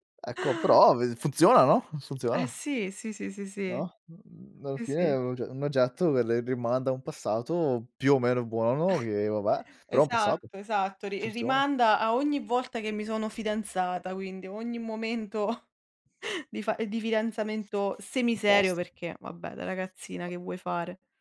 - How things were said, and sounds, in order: chuckle; chuckle; other background noise
- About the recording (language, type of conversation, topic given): Italian, unstructured, Hai un oggetto che ti ricorda un momento speciale?
- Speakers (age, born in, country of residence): 25-29, Italy, Italy; 30-34, Italy, Italy